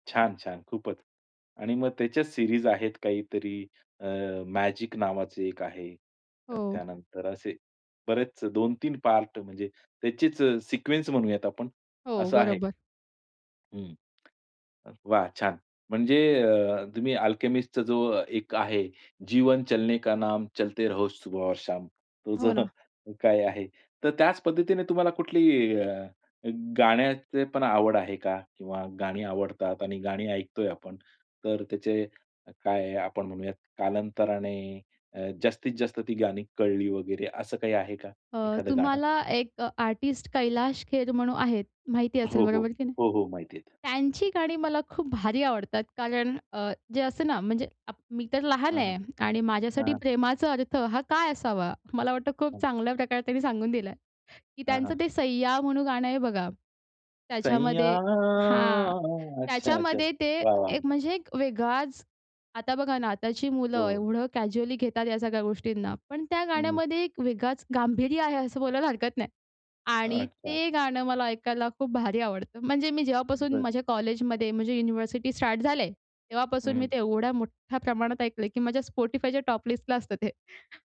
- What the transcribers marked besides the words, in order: in English: "सीरीज"; in English: "सिक्वेन्स"; in Hindi: "जीवन चलने का नाम चलते रहो सुबह और शाम"; chuckle; singing: "सैया"; in English: "कॅज्युअली"; in English: "टॉप लिस्टला"
- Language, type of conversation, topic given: Marathi, podcast, कोणते पुस्तक किंवा गाणे वर्षानुवर्षे अधिक अर्थपूर्ण वाटू लागते?